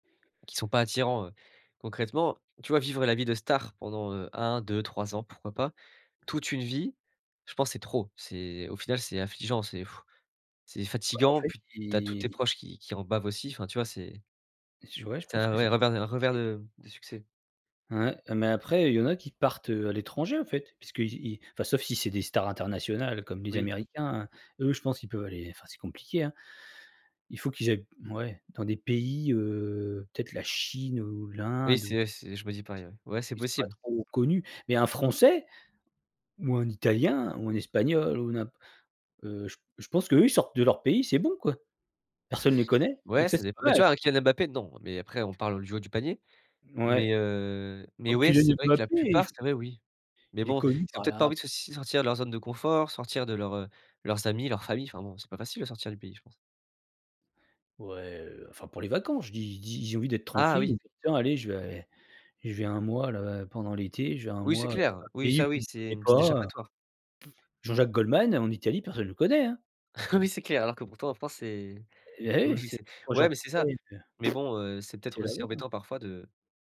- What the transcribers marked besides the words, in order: blowing; unintelligible speech; other background noise; lip trill; chuckle; unintelligible speech; lip trill
- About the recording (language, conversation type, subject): French, podcast, Comment définis-tu le succès, pour toi ?